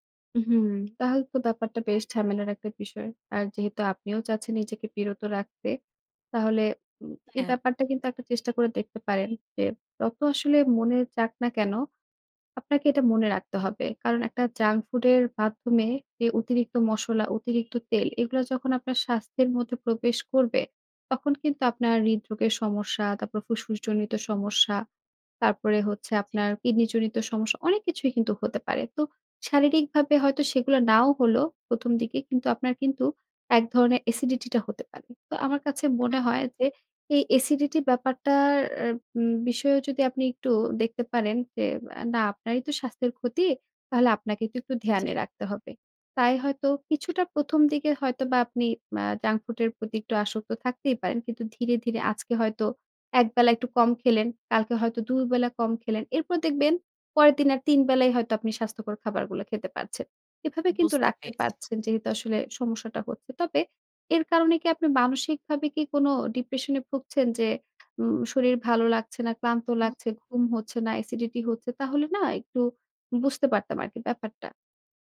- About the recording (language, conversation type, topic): Bengali, advice, জাঙ্ক ফুড থেকে নিজেকে বিরত রাখা কেন এত কঠিন লাগে?
- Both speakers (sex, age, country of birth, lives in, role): female, 25-29, Bangladesh, Bangladesh, advisor; female, 55-59, Bangladesh, Bangladesh, user
- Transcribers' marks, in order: horn; in English: "junk food"; in English: "junk food"; "পরেরদিনে" said as "পরেরদিনা"